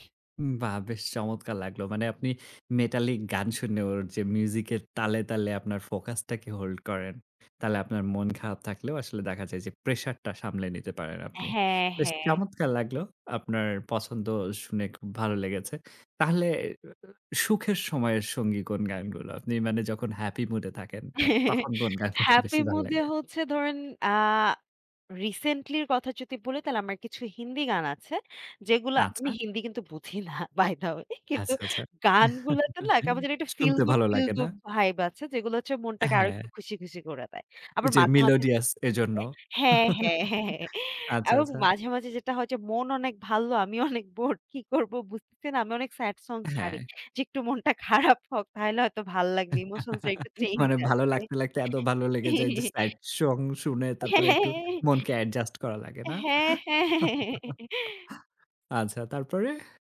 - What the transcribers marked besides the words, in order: in English: "hold"; chuckle; laughing while speaking: "না বাই দা ওয়ে কিন্তু"; chuckle; in English: "melodious"; laughing while speaking: "হ্যাঁ, হ্যাঁ"; chuckle; laughing while speaking: "আমি অনেক বোর কী করবো বুঝতেছে না"; laughing while speaking: "মনটা খারাপ হোক"; laughing while speaking: "মানে ভালো লাগতে, লাগতে এত … না? আচ্ছা, তারপরে?"; laughing while speaking: "চেঞ্জ আসবে"; laughing while speaking: "হ্যাঁ, হ্যাঁ, হ্যাঁ। হ্যাঁ, হ্যাঁ, হ্যাঁ"
- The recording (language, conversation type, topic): Bengali, podcast, কোন গান শুনলে আপনার একেবারে ছোটবেলার কথা মনে পড়ে?